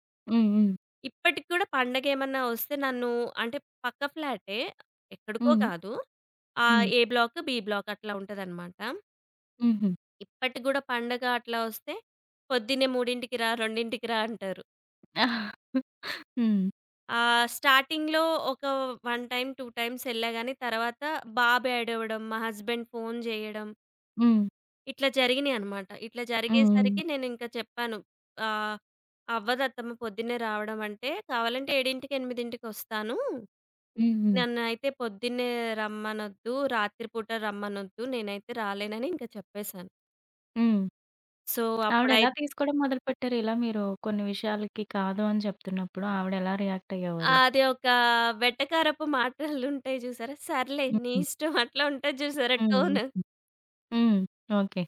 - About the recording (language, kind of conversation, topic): Telugu, podcast, చేయలేని పనిని మర్యాదగా ఎలా నిరాకరించాలి?
- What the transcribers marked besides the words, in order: in English: "ఏ"; in English: "బీ"; other background noise; chuckle; in English: "స్టార్టింగ్‌లో"; in English: "వన్ టైమ్, టూ టైమ్స్"; in English: "హస్బాండ్ ఫోన్"; tapping; in English: "సో"; in English: "రియాక్ట్"; laughing while speaking: "మాటలుంటాయి చూసారా! సర్లే, నీ ఇష్టం. అట్లా ఉంటది చూసారా టోన్"; in English: "టోన్"